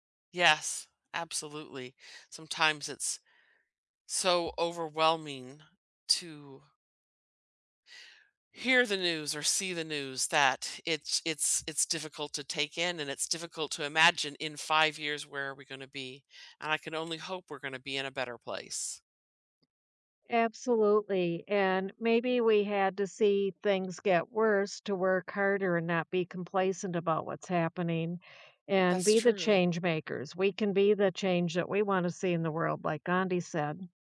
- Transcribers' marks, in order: tapping; other background noise
- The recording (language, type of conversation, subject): English, unstructured, What dreams do you hope to achieve in the next five years?
- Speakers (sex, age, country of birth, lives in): female, 60-64, United States, United States; female, 65-69, United States, United States